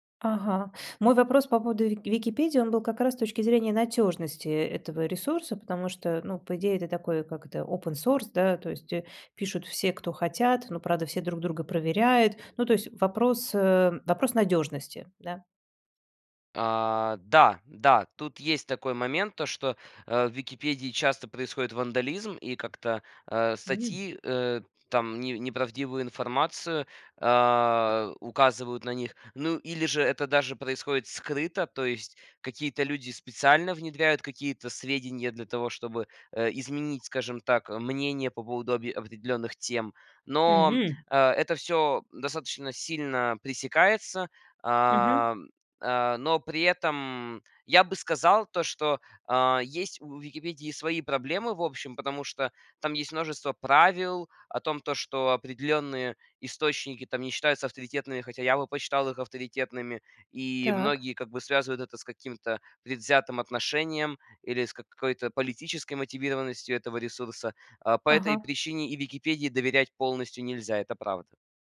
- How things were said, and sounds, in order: tapping; in English: "open source"; unintelligible speech
- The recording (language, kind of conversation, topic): Russian, podcast, Как вы формируете личную библиотеку полезных материалов?